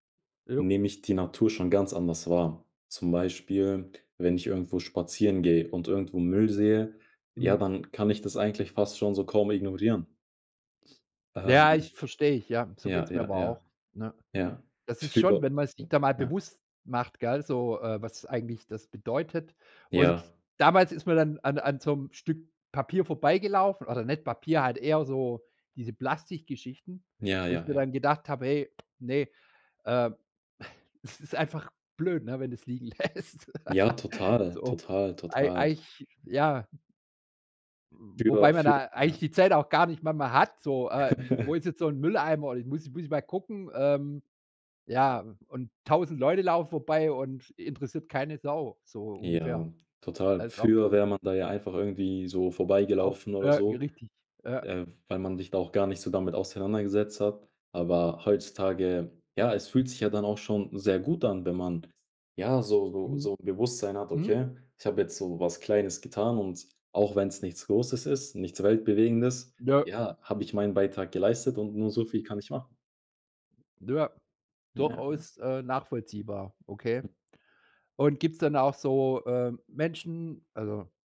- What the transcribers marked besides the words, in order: other background noise; laughing while speaking: "liegen lässt"; giggle; chuckle
- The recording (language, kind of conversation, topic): German, podcast, Was bedeutet weniger Besitz für dein Verhältnis zur Natur?